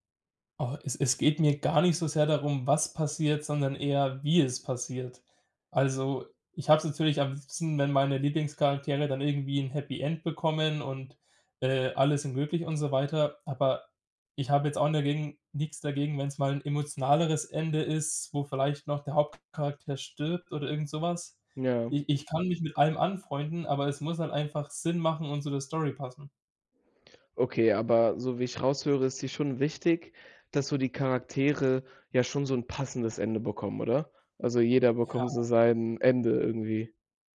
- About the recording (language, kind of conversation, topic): German, podcast, Was macht ein Serienfinale für dich gelungen oder enttäuschend?
- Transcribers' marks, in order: none